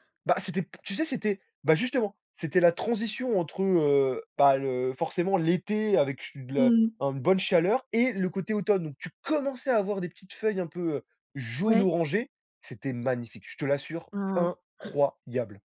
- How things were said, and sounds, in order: stressed: "commençais"; stressed: "incroyable"
- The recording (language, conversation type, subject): French, podcast, Qu’est-ce qui t’attire lorsque tu découvres un nouvel endroit ?